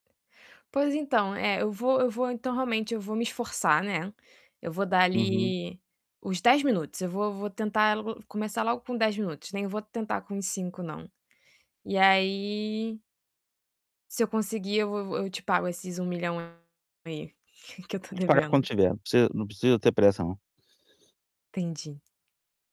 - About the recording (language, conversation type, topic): Portuguese, advice, Como posso lidar com a vontade de comer alimentos processados?
- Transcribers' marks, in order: tapping; other background noise; distorted speech; laughing while speaking: "que eu estou devendo"